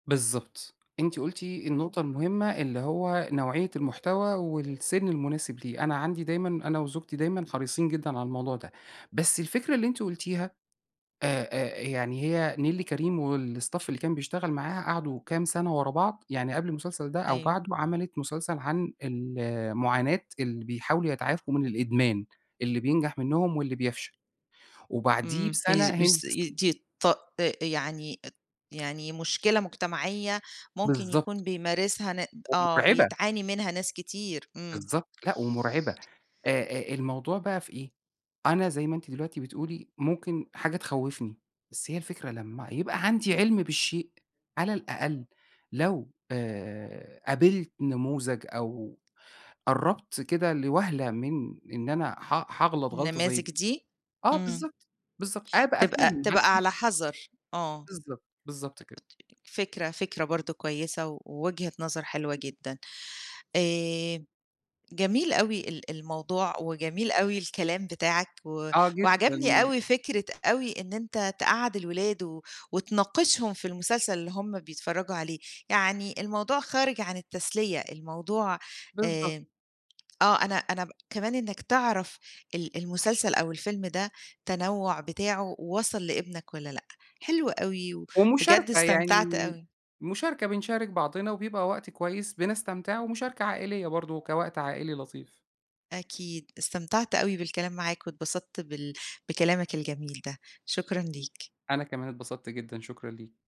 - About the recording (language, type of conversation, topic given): Arabic, podcast, إيه أهمية إن الأفلام والمسلسلات تمثّل تنوّع الناس بشكل حقيقي؟
- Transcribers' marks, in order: in English: "والstaff"; unintelligible speech; tapping